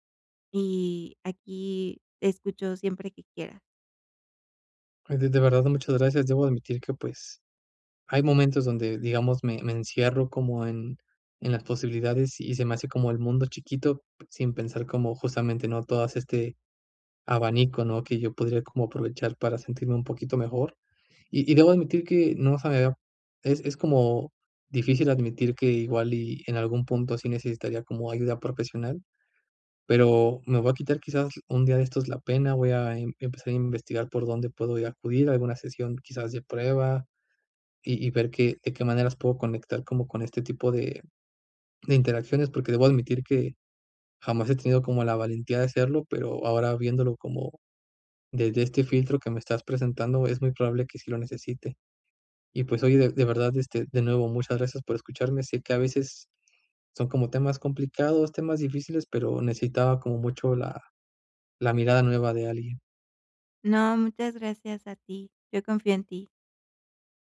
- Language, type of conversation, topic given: Spanish, advice, ¿Cómo puedo dejar de rumiar pensamientos negativos que me impiden dormir?
- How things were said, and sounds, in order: tapping